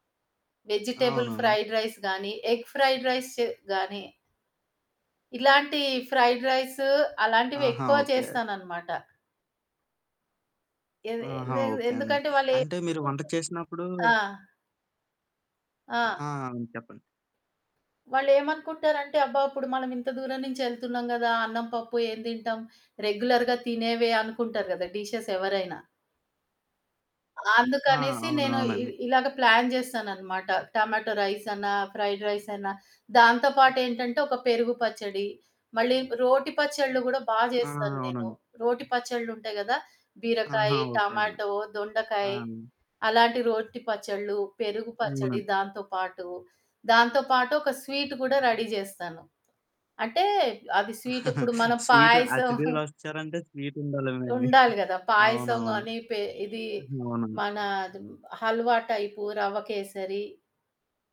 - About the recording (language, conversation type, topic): Telugu, podcast, అలసిన మనసుకు హత్తుకునేలా మీరు ఏ వంటకం చేస్తారు?
- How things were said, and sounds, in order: in English: "వెజిటబుల్ ఫ్రైడ్ రైస్"; in English: "ఎగ్ ఫ్రైడ్ రైస్"; static; in English: "ఫ్రైడ్"; distorted speech; in English: "రెగ్యులర్‌గా"; in English: "డిషెస్"; in English: "ప్లాన్"; in English: "టమాటో రైస్"; in English: "ఫ్రైడ్ రైస్"; in English: "రెడీ"; chuckle; giggle; giggle; horn